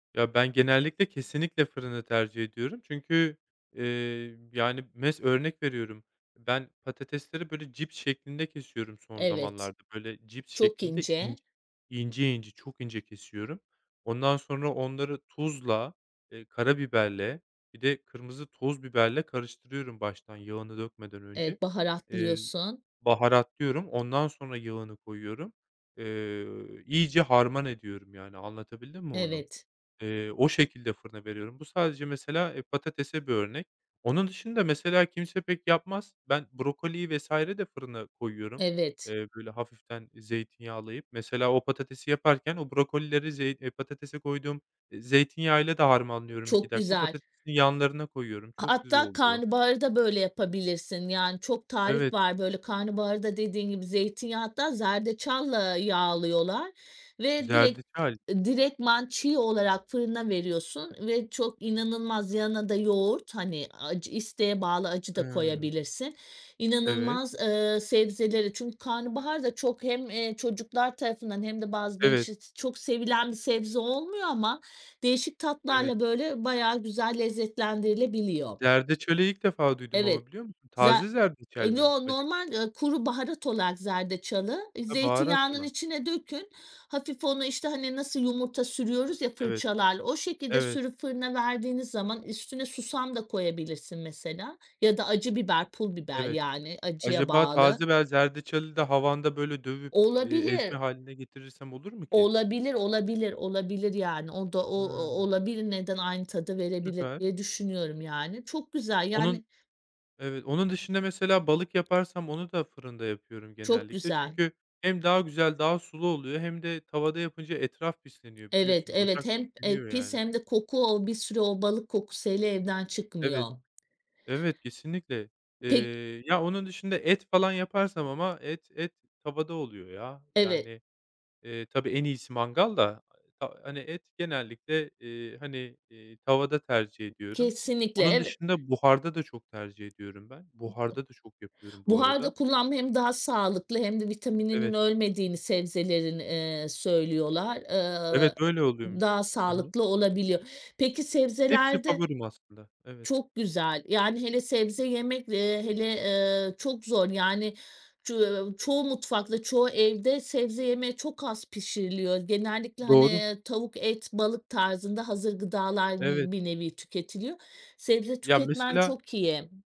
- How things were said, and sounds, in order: background speech; other background noise; unintelligible speech; unintelligible speech
- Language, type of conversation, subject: Turkish, podcast, Sebzeleri daha lezzetli hale getirmenin yolları nelerdir?